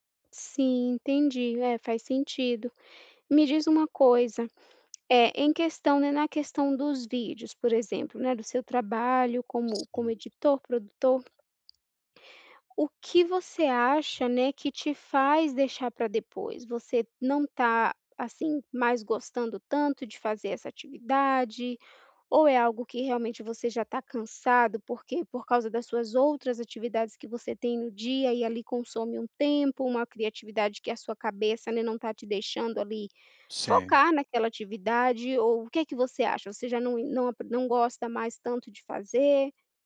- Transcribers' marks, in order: tapping; other background noise
- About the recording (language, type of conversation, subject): Portuguese, advice, Como posso parar de procrastinar e me sentir mais motivado?